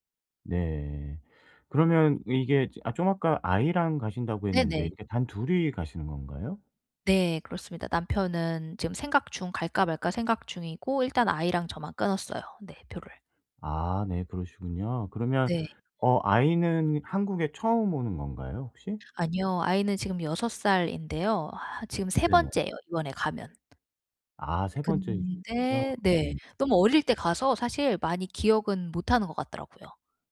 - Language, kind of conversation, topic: Korean, advice, 짧은 휴가 기간을 최대한 효율적이고 알차게 보내려면 어떻게 계획하면 좋을까요?
- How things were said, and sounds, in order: other background noise; tapping